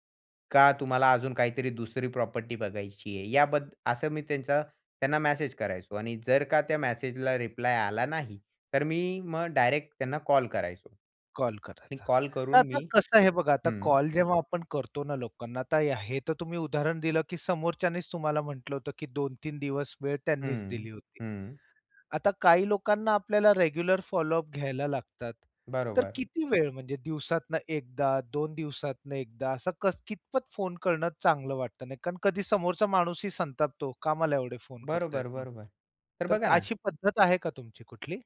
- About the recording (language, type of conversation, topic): Marathi, podcast, लक्षात राहील असा पाठपुरावा कसा करावा?
- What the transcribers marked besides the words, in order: tapping; in English: "रेग्युलर"; other background noise